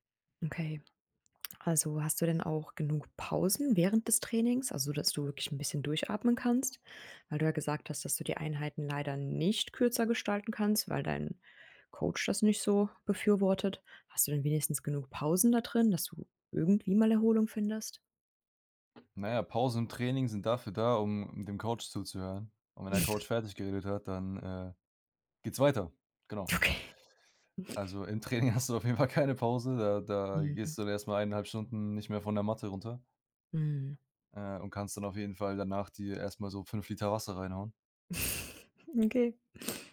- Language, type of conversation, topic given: German, advice, Wie bemerkst du bei dir Anzeichen von Übertraining und mangelnder Erholung, zum Beispiel an anhaltender Müdigkeit?
- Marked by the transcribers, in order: stressed: "nicht"; chuckle; put-on voice: "Okay"; chuckle; laughing while speaking: "Training hast du auf jeden Fall keine Pause"; chuckle